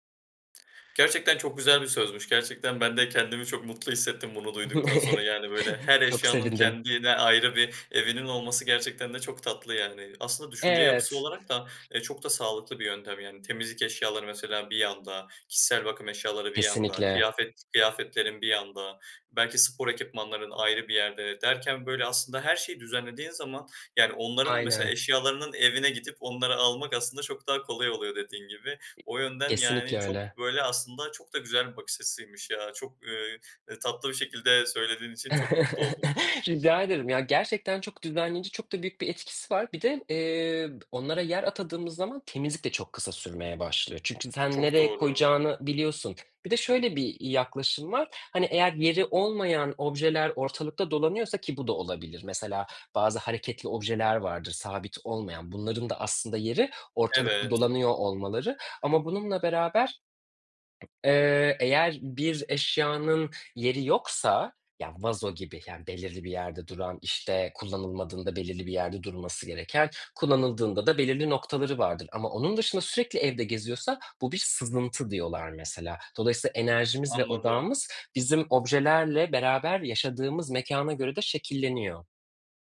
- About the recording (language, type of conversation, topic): Turkish, advice, Çalışma alanının dağınıklığı dikkatini ne zaman ve nasıl dağıtıyor?
- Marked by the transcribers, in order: tapping; other background noise; chuckle; chuckle